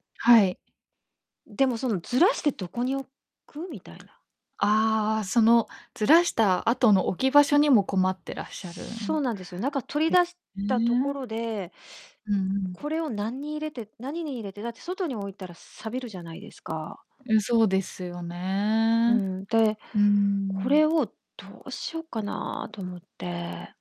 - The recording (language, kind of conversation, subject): Japanese, advice, 同居していた元パートナーの荷物をどう整理すればよいですか？
- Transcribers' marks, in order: distorted speech; unintelligible speech